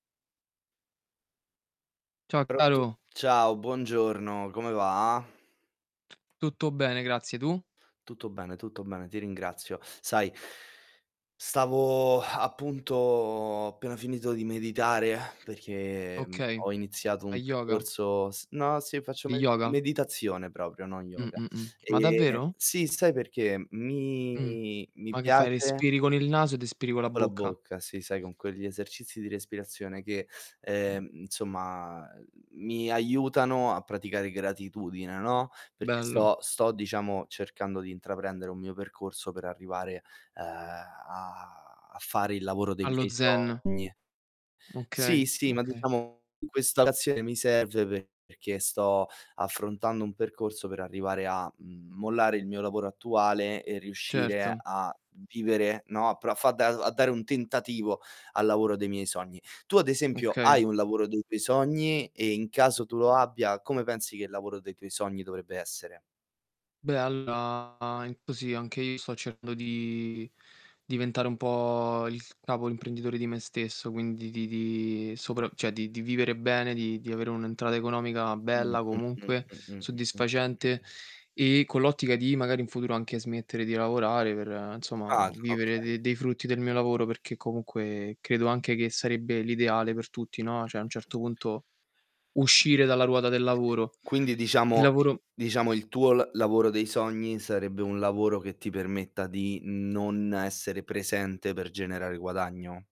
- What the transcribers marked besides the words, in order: distorted speech; other noise; tapping; exhale; exhale; drawn out: "Mi"; other background noise; drawn out: "a"; unintelligible speech; drawn out: "di"; static; drawn out: "po'"; drawn out: "di"; "cioè" said as "ceh"; unintelligible speech
- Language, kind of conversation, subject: Italian, unstructured, Come dovrebbe essere il lavoro dei tuoi sogni?